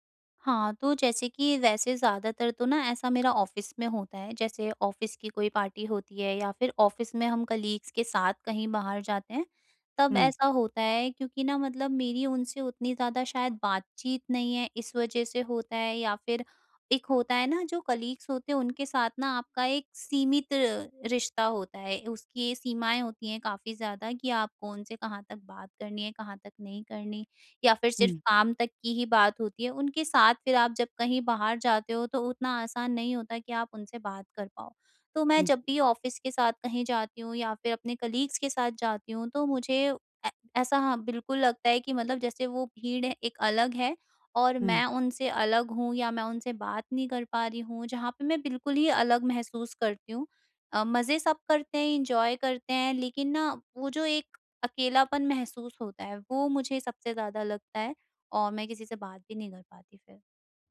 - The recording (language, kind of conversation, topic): Hindi, advice, भीड़ में खुद को अलग महसूस होने और शामिल न हो पाने के डर से कैसे निपटूँ?
- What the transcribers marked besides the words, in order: in English: "ऑफ़िस"; in English: "ऑफ़िस"; in English: "पार्टी"; in English: "ऑफ़िस"; in English: "कलीग्स"; in English: "कलीग्स"; in English: "ऑफ़िस"; in English: "कलीग्स"; in English: "एंजॉय"